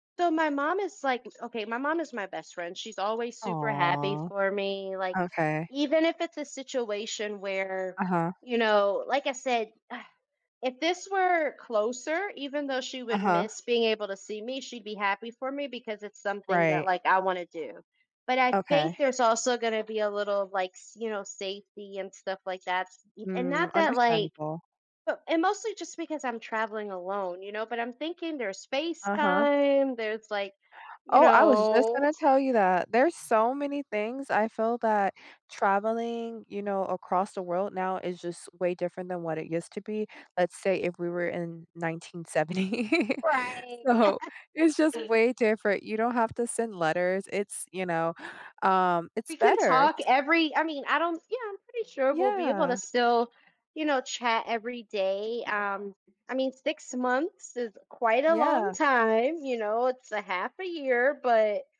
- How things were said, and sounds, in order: other background noise; drawn out: "Aw"; drawn out: "know"; laughing while speaking: "nineteen seventy"; chuckle; laugh; tapping
- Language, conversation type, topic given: English, advice, How do I share my good news with my family in a way that feels meaningful?
- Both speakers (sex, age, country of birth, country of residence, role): female, 30-34, United States, United States, advisor; female, 35-39, United States, United States, user